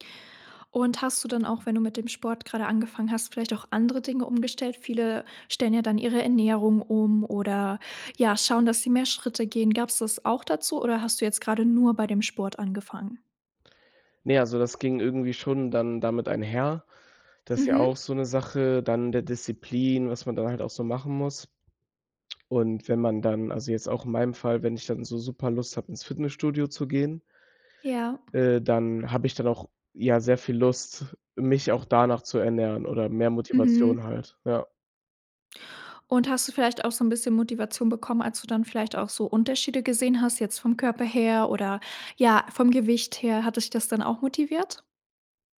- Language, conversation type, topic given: German, podcast, Was tust du, wenn dir die Motivation fehlt?
- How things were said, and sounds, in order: chuckle